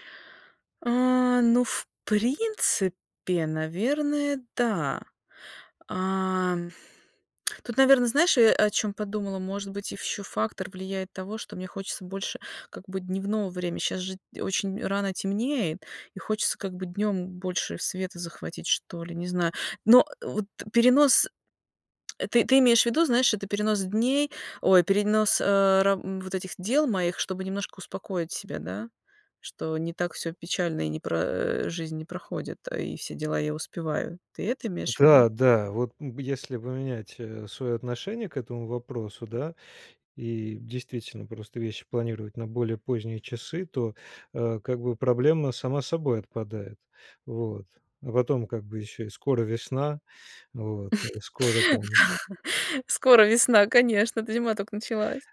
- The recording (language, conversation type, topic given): Russian, advice, Почему у меня проблемы со сном и почему не получается придерживаться режима?
- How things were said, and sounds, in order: drawn out: "в принципе, наверное, да"; other background noise; chuckle; laughing while speaking: "Да"